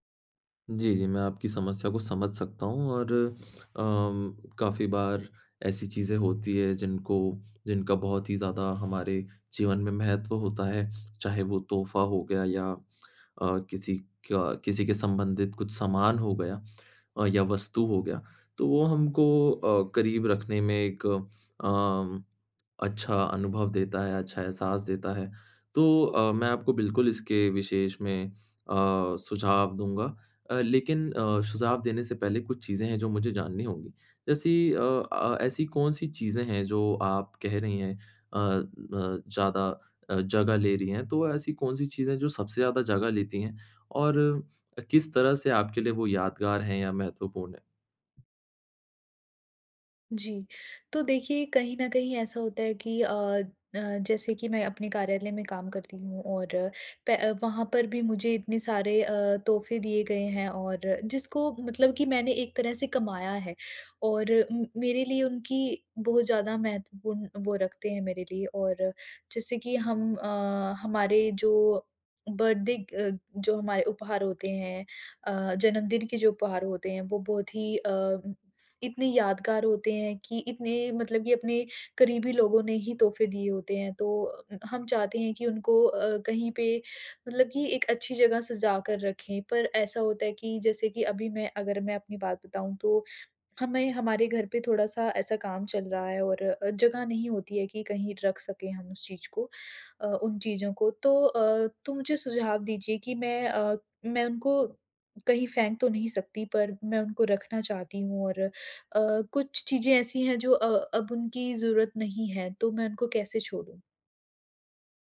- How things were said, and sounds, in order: in English: "बर्थडे"
- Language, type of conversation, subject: Hindi, advice, उपहारों और यादगार चीज़ों से घर भर जाने पर उन्हें छोड़ना मुश्किल क्यों लगता है?